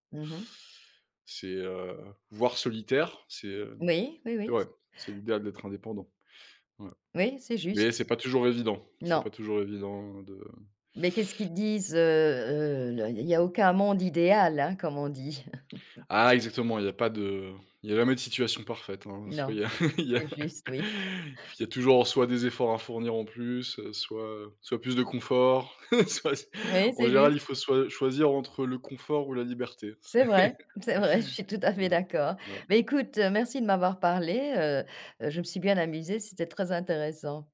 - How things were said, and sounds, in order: chuckle; chuckle; laughing while speaking: "il y a"; laugh; other noise; chuckle; laughing while speaking: "soit c"; tapping; chuckle
- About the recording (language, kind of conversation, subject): French, podcast, Comment gères-tu tes notifications au quotidien ?